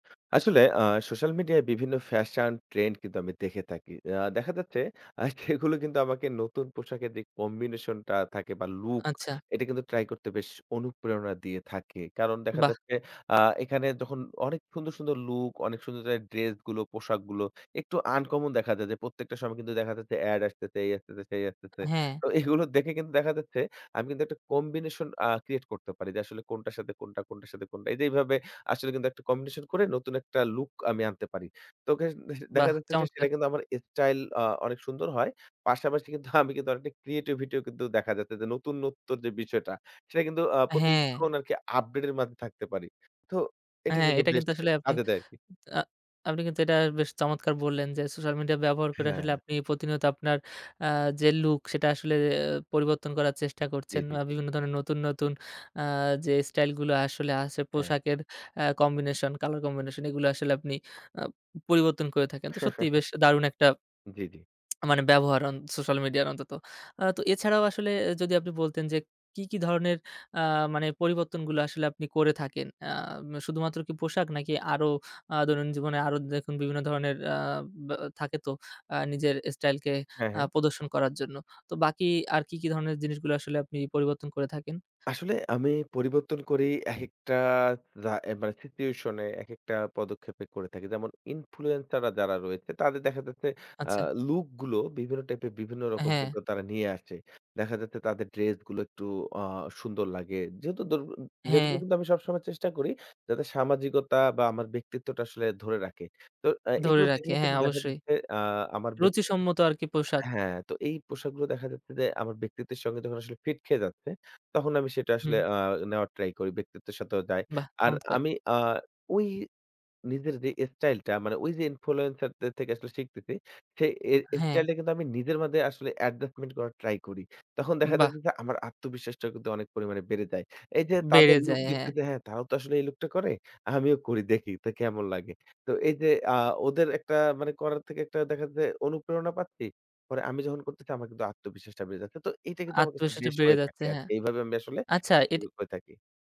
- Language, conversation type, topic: Bengali, podcast, সোশ্যাল মিডিয়া তোমার স্টাইলকে কিভাবে প্রভাবিত করে?
- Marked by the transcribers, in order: laughing while speaking: "সেগুলো কিন্তু আমাকে"; laughing while speaking: "কিন্তু"; teeth sucking; in English: "adjustment"